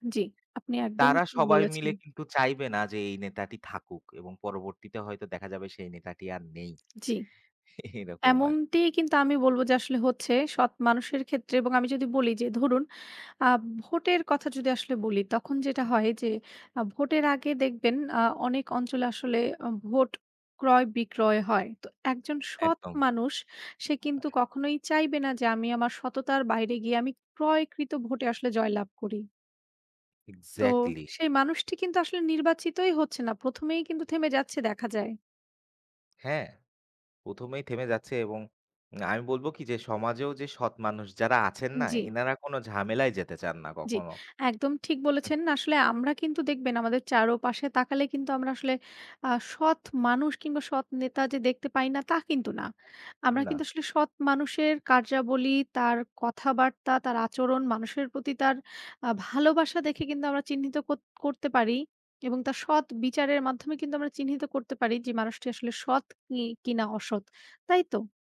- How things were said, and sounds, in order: laughing while speaking: "এইরকম"
- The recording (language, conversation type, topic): Bengali, unstructured, রাজনীতিতে সৎ নেতৃত্বের গুরুত্ব কেমন?
- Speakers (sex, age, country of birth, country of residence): female, 25-29, Bangladesh, Bangladesh; male, 25-29, Bangladesh, Bangladesh